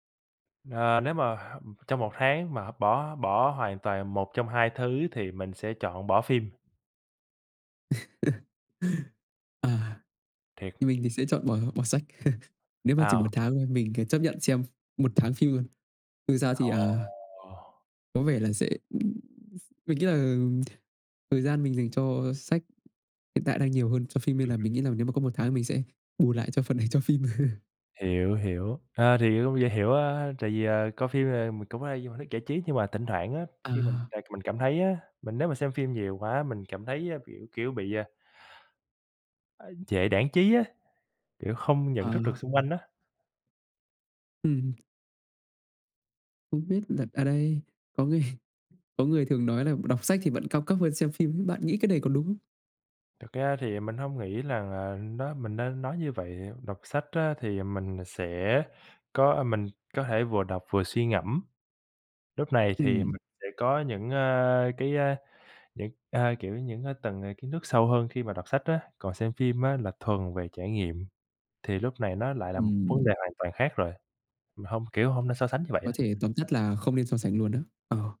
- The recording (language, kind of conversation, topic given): Vietnamese, unstructured, Bạn thường dựa vào những yếu tố nào để chọn xem phim hay đọc sách?
- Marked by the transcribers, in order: laugh; laugh; tapping; laugh; laughing while speaking: "người"